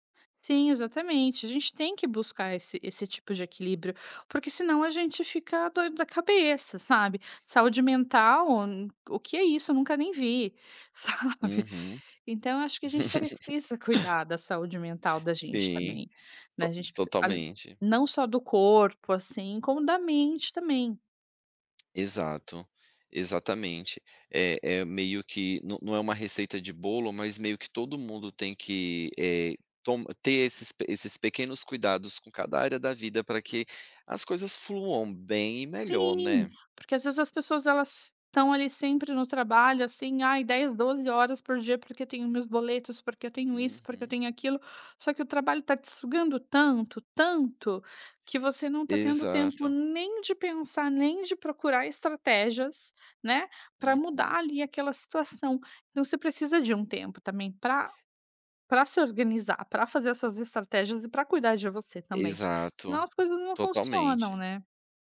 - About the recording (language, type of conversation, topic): Portuguese, podcast, Como você equilibra trabalho e autocuidado?
- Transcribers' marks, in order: unintelligible speech; laughing while speaking: "Sabe?"; giggle; unintelligible speech